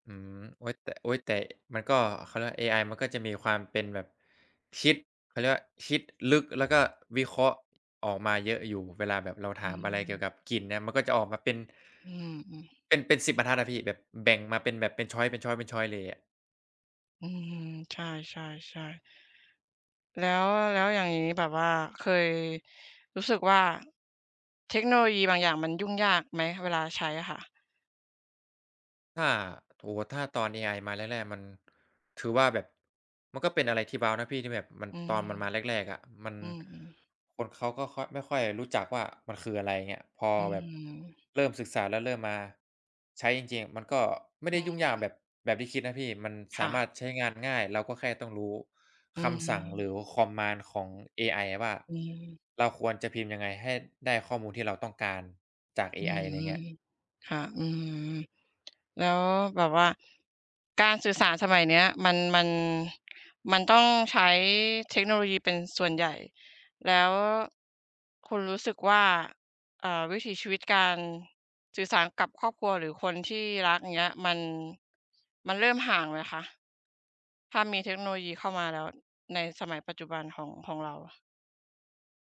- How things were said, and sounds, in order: tapping; in English: "ชอยซ์"; in English: "ชอยซ์"; in English: "ชอยซ์"; tsk
- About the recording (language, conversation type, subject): Thai, unstructured, เทคโนโลยีได้เปลี่ยนแปลงวิถีชีวิตของคุณอย่างไรบ้าง?